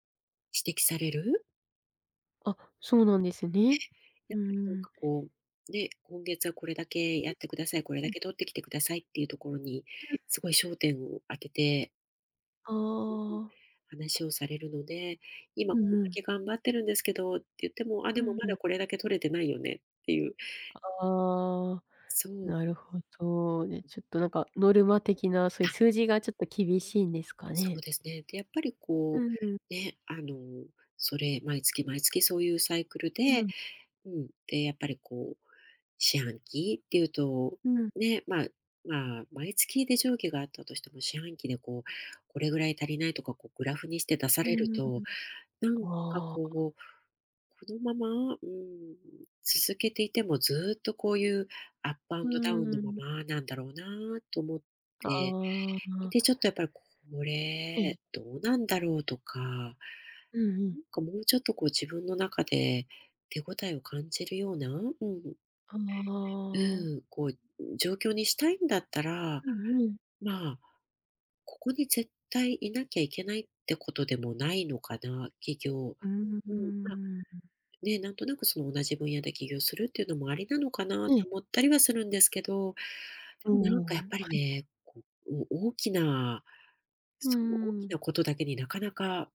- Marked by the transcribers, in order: other background noise; in English: "アップアンドダウン"
- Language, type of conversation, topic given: Japanese, advice, 起業するか今の仕事を続けるか迷っているとき、どう判断すればよいですか？